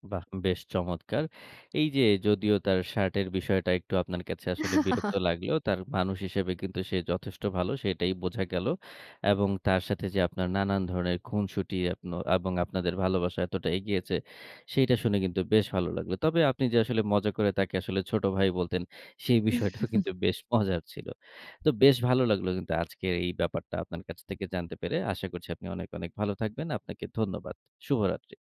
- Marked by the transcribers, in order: tapping; chuckle; laughing while speaking: "বিষয়টাও কিন্তু বেশ মজার"; chuckle
- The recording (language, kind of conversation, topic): Bengali, podcast, অপ্রত্যাশিত কোনো সাক্ষাৎ কি তোমার কারও সঙ্গে সম্পর্ক বদলে দিয়েছে?